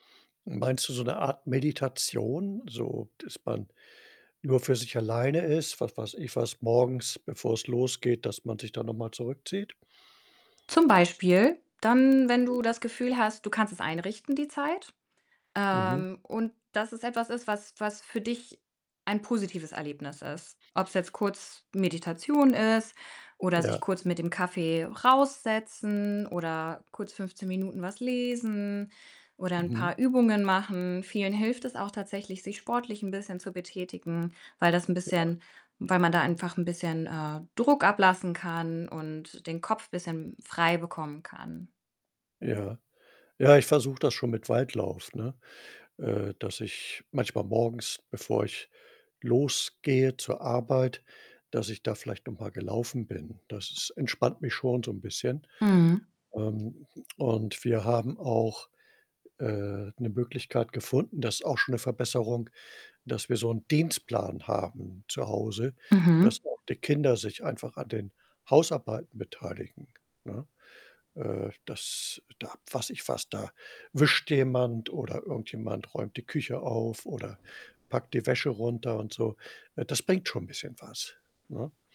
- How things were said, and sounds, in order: static; distorted speech; other background noise
- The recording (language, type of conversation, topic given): German, advice, Wie kann ich damit umgehen, dass ich ständig Überstunden mache und kaum Zeit für Familie und Erholung habe?